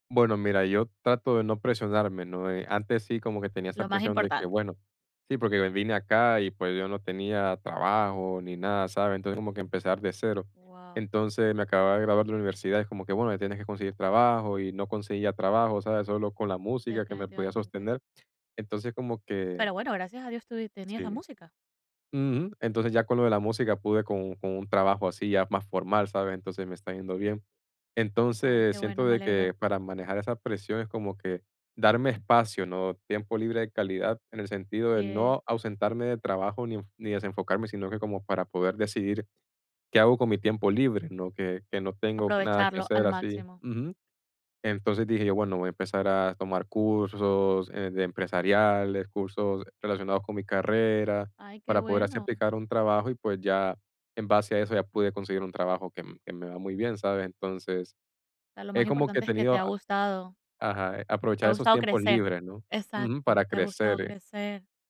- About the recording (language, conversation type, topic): Spanish, podcast, ¿Cómo defines el éxito en tu vida?
- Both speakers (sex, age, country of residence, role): female, 30-34, United States, host; male, 20-24, United States, guest
- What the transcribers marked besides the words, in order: none